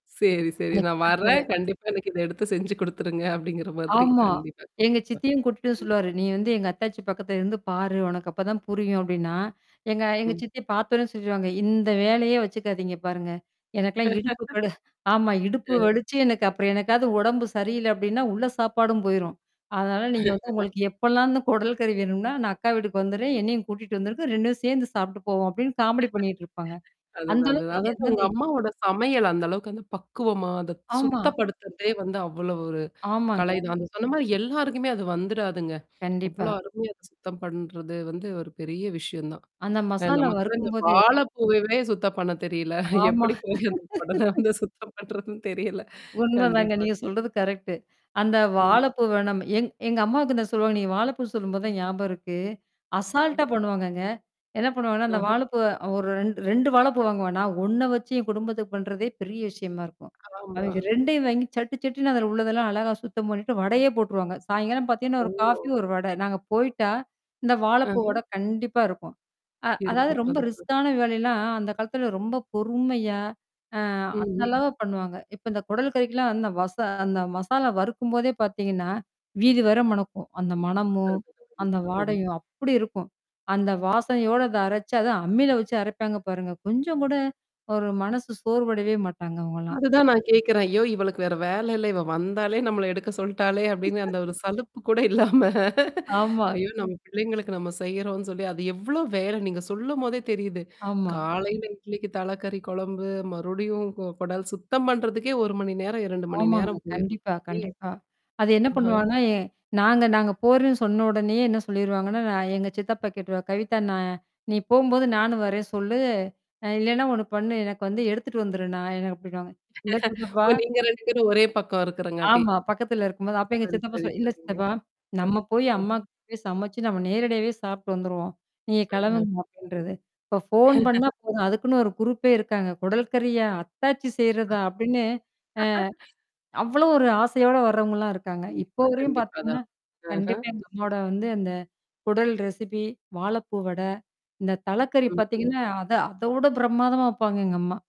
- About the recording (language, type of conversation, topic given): Tamil, podcast, அம்மாவின் பிரபலமான சமையல் செய்முறையைப் பற்றி சொல்ல முடியுமா?
- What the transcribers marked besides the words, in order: distorted speech; static; laugh; chuckle; other noise; in another language: "காமடி"; chuckle; other background noise; laugh; in another language: "கரெக்ட்"; chuckle; mechanical hum